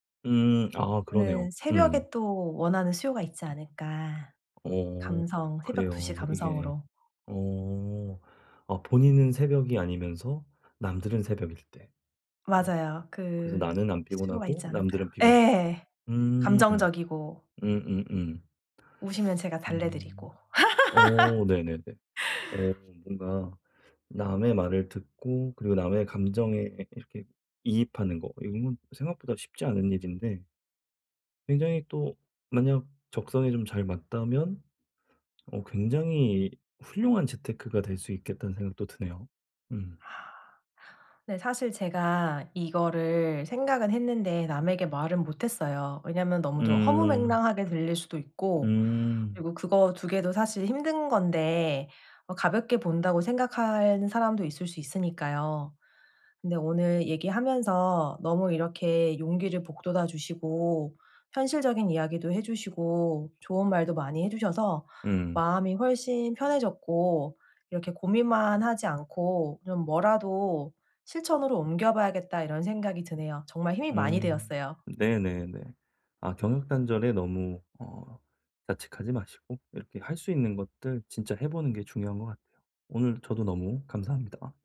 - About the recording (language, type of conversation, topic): Korean, advice, 경력 공백 기간을 어떻게 활용해 경력을 다시 시작할 수 있을까요?
- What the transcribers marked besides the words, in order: other background noise; laugh